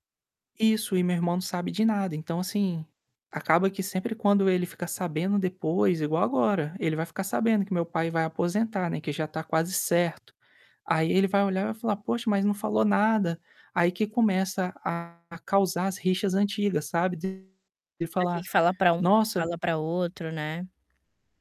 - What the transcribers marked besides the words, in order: distorted speech; static
- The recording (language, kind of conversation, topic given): Portuguese, advice, Como o sentimento de favoritismo entre irmãos tem causado rixas familiares antigas?